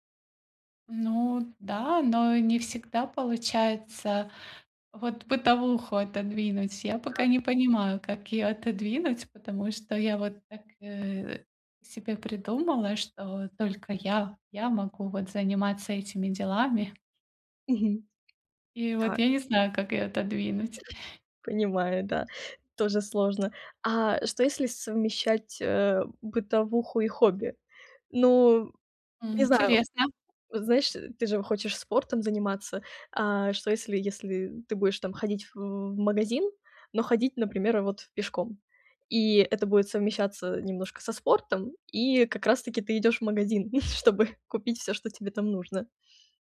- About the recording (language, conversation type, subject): Russian, advice, Как снова найти время на хобби?
- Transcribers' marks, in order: tapping; other background noise; chuckle